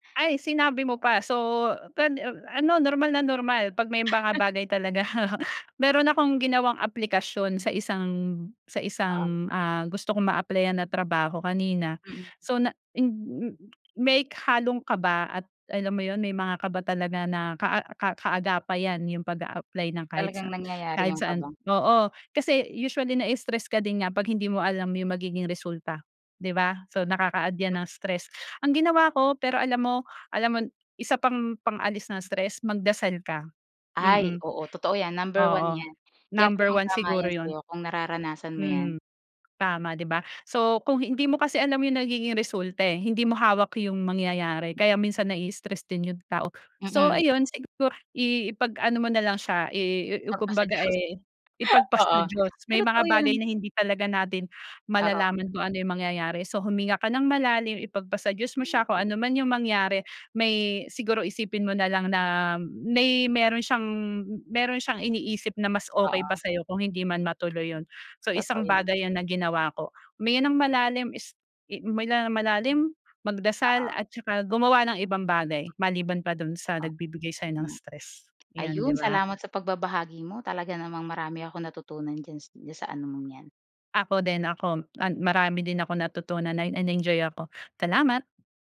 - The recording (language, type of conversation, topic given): Filipino, podcast, Ano ang ginagawa mo kapag sobrang stress ka na?
- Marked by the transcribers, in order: laugh; chuckle; other background noise; tapping